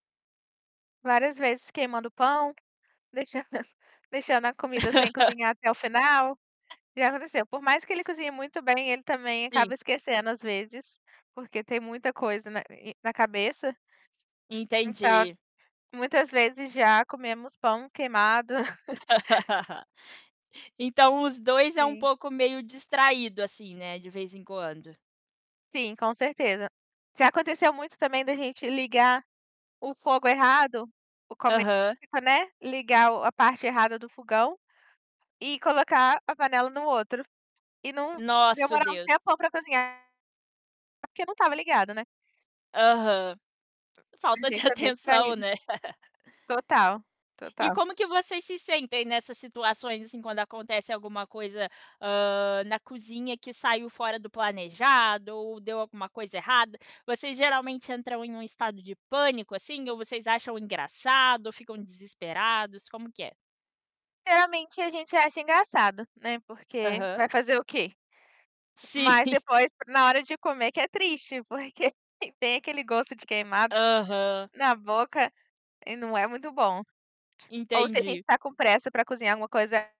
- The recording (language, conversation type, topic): Portuguese, podcast, Que história engraçada aconteceu com você enquanto estava cozinhando?
- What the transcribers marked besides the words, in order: tapping; laugh; distorted speech; laugh; chuckle; chuckle; static; laughing while speaking: "Sim"; laughing while speaking: "porque"